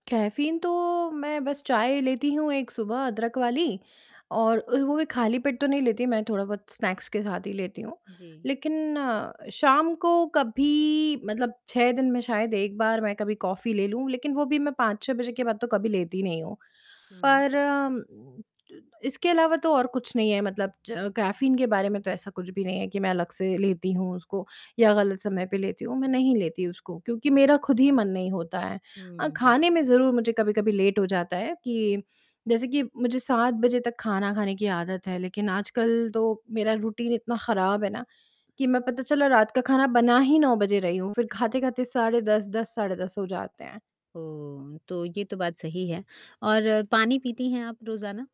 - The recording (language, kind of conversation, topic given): Hindi, advice, आपको सोने में कठिनाई और रात भर बेचैनी कब से हो रही है?
- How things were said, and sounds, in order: in English: "स्नैक्स"; other background noise; tapping; in English: "लेट"; in English: "रूटीन"; static